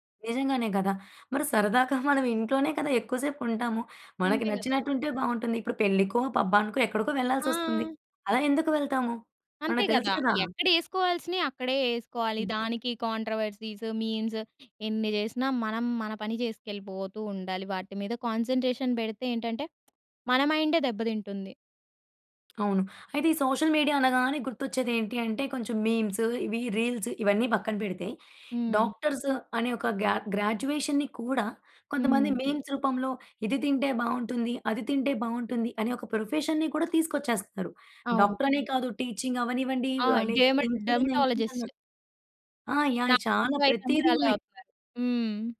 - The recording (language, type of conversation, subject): Telugu, podcast, సామాజిక మాధ్యమాల మీమ్స్ కథనాన్ని ఎలా బలపరుస్తాయో మీ అభిప్రాయం ఏమిటి?
- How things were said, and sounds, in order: chuckle; in English: "కాంట్రోవర్సీస్, మీమ్స్"; in English: "కాన్సంట్రేషన్"; other noise; in English: "సోషల్ మీడియా"; in English: "మీమ్స్"; in English: "రీల్స్"; in English: "డాక్టర్స్"; in English: "గ్రాడ్యుయేషన్‌ని"; in English: "మీమ్స్"; in English: "ప్రొఫెషన్‌ని"; unintelligible speech